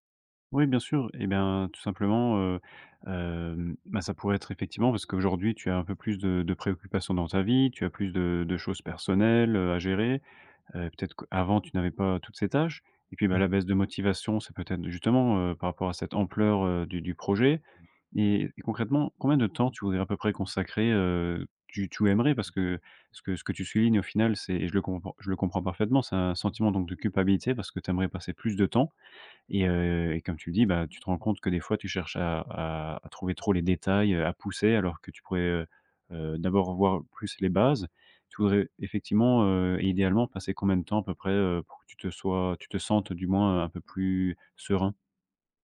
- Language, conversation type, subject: French, advice, Pourquoi est-ce que je me sens coupable de prendre du temps pour créer ?
- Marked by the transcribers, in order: other background noise